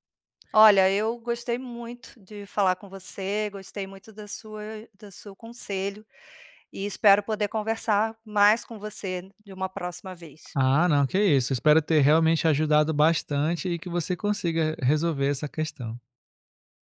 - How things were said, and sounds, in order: tapping
- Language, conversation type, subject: Portuguese, advice, Como posso expressar minha criatividade sem medo de críticas?
- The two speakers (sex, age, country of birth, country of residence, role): female, 45-49, Brazil, Portugal, user; male, 35-39, Brazil, France, advisor